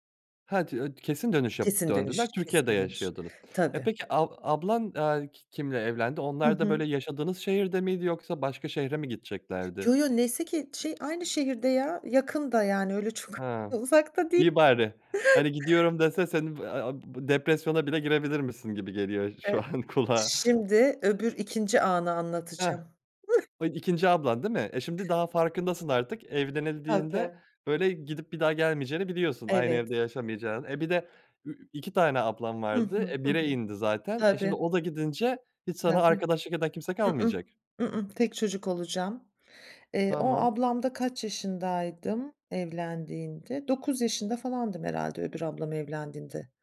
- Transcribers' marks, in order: laughing while speaking: "çok uzak da değil"; unintelligible speech; unintelligible speech; laughing while speaking: "şu an"; chuckle; other noise
- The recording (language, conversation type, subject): Turkish, podcast, Çocukluğunuzda aileniz içinde sizi en çok etkileyen an hangisiydi?